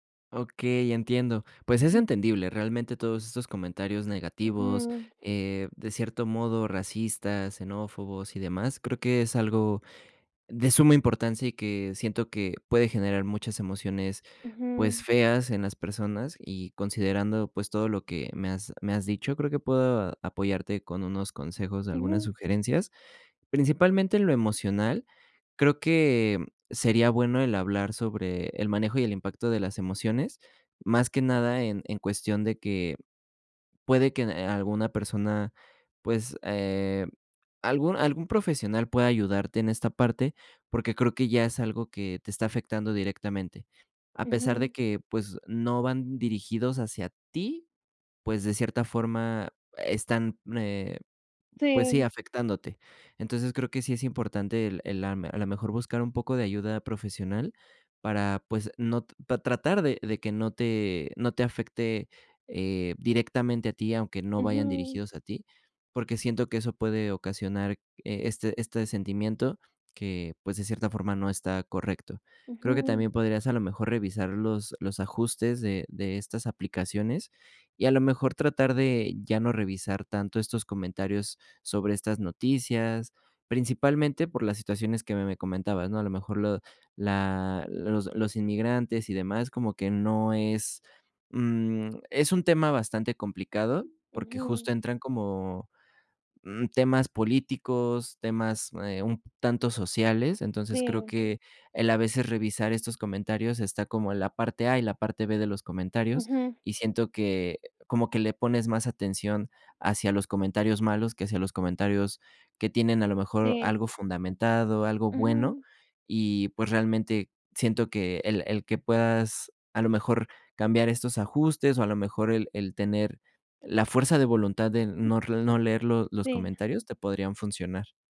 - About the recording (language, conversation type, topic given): Spanish, advice, ¿Cómo te han afectado los comentarios negativos en redes sociales?
- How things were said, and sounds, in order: other noise